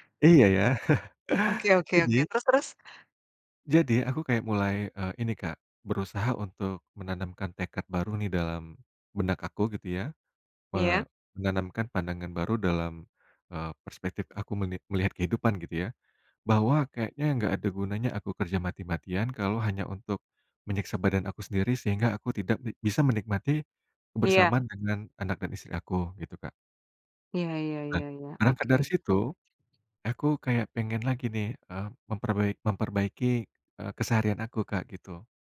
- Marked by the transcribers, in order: laughing while speaking: "ya"; chuckle; tapping; other background noise
- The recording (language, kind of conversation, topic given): Indonesian, podcast, Bisakah kamu menceritakan momen hening yang tiba-tiba mengubah cara kamu memandang diri sendiri?